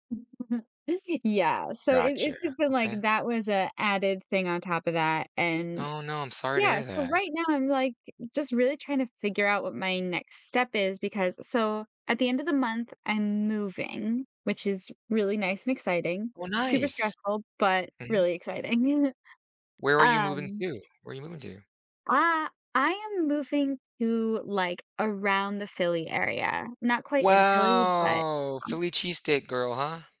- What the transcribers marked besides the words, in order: unintelligible speech; joyful: "Wow!"; drawn out: "Wow!"
- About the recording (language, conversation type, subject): English, advice, How can I make progress when I feel stuck?